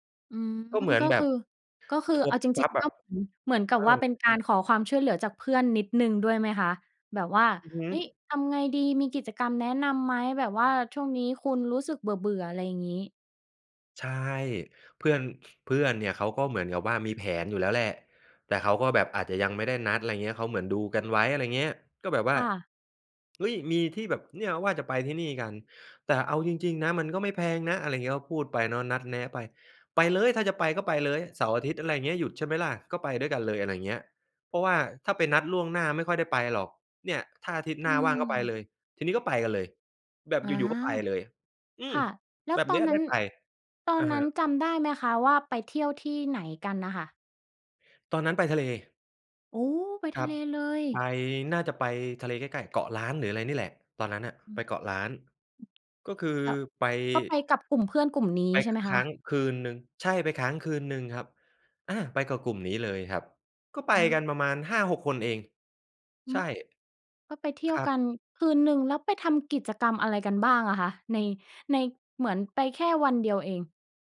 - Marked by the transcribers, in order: unintelligible speech
- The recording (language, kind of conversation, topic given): Thai, podcast, เวลารู้สึกหมดไฟ คุณมีวิธีดูแลตัวเองอย่างไรบ้าง?